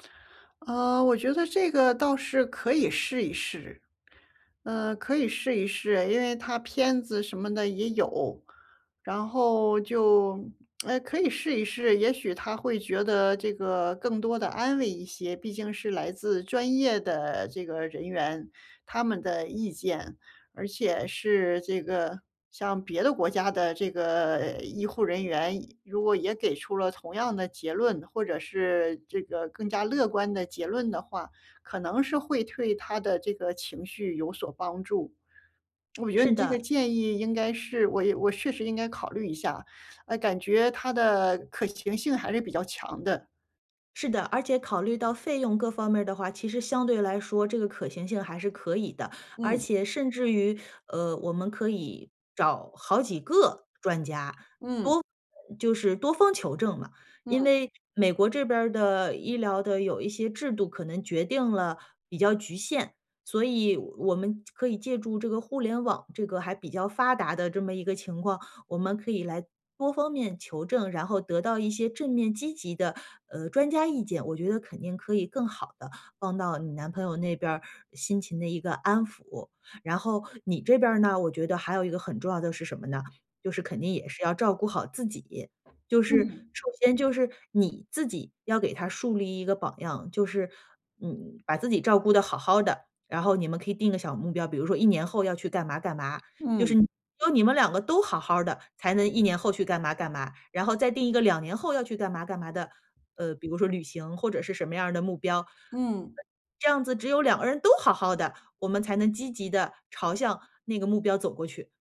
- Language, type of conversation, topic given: Chinese, advice, 我该如何陪伴伴侣走出低落情绪？
- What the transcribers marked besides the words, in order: lip smack; "对" said as "退"; tapping; other background noise